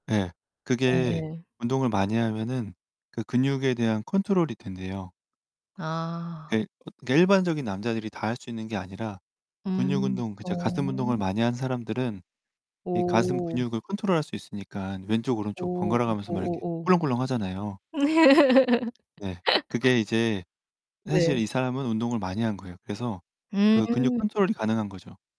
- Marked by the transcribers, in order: other background noise; tapping; distorted speech; laugh
- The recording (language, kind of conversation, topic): Korean, unstructured, 스트레스가 쌓였을 때 어떻게 푸세요?